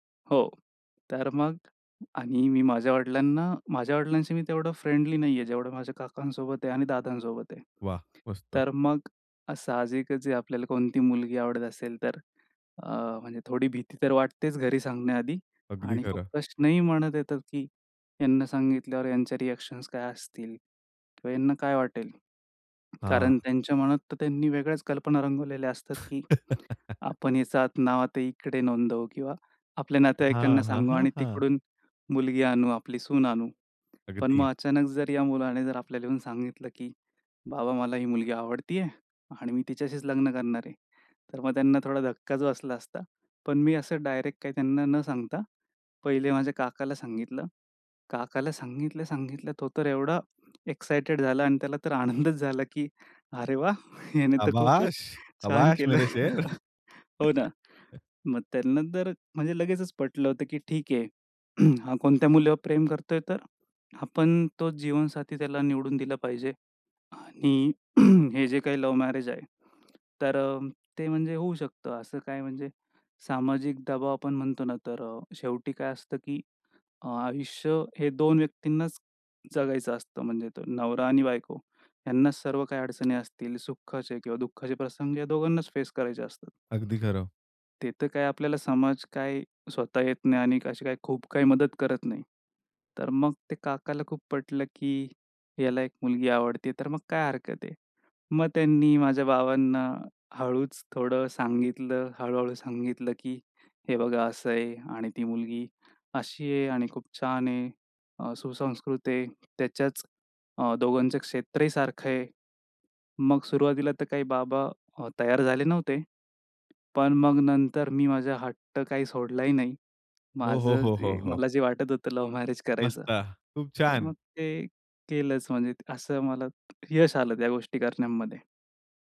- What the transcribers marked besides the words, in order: tapping; in English: "फ्रेंडली"; in English: "रिएक्शन्स"; other background noise; blowing; laugh; in Hindi: "शाबाश, शाबाश, मेरे शेर"; laughing while speaking: "आनंदच झाला"; chuckle; laughing while speaking: "याने तर खूपच छान केलं"; chuckle; throat clearing; throat clearing; in English: "लव्ह मॅरेज"; in English: "लव्ह मॅरेज"
- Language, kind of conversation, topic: Marathi, podcast, पालकांच्या अपेक्षा आणि स्वतःच्या इच्छा यांचा समतोल कसा साधता?
- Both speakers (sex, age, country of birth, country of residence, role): male, 25-29, India, India, guest; male, 25-29, India, India, host